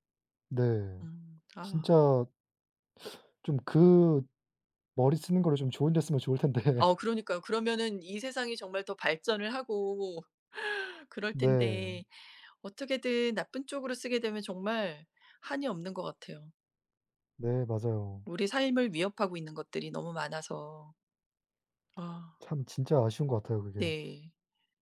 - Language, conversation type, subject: Korean, unstructured, 기술 발전으로 개인정보가 위험해질까요?
- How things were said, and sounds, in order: laughing while speaking: "텐데"; laugh